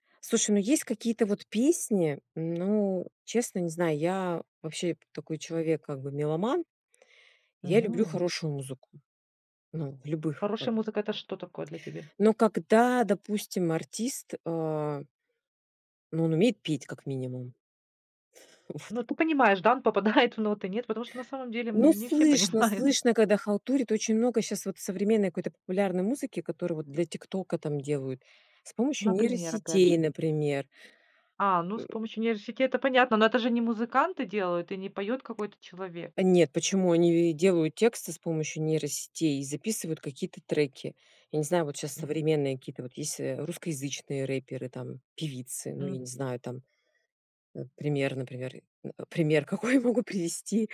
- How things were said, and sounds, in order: laughing while speaking: "попадает"; laughing while speaking: "понимают"; tapping; laughing while speaking: "какой я могу привести?"
- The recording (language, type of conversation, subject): Russian, podcast, Насколько сильно соцсети формируют новый музыкальный вкус?